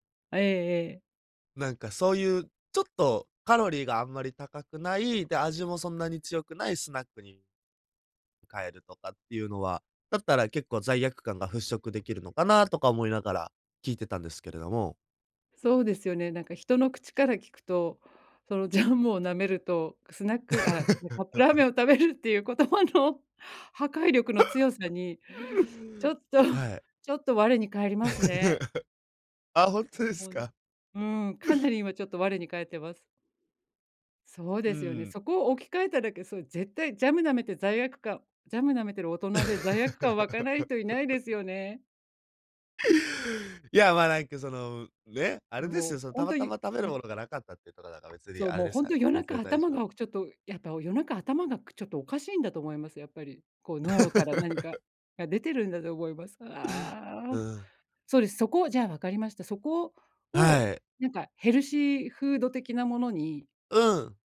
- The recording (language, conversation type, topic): Japanese, advice, 夜遅い時間に過食してしまうのをやめるにはどうすればいいですか？
- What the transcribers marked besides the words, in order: tapping; laughing while speaking: "ジャムを舐めると"; laugh; laughing while speaking: "ラーメンを食べるっていう言葉の"; laugh; other noise; laugh; laughing while speaking: "あ、ほんとですか"; laugh; laugh; laughing while speaking: "湧かない人いないですよね"; laughing while speaking: "出てるんだと思います。ああ"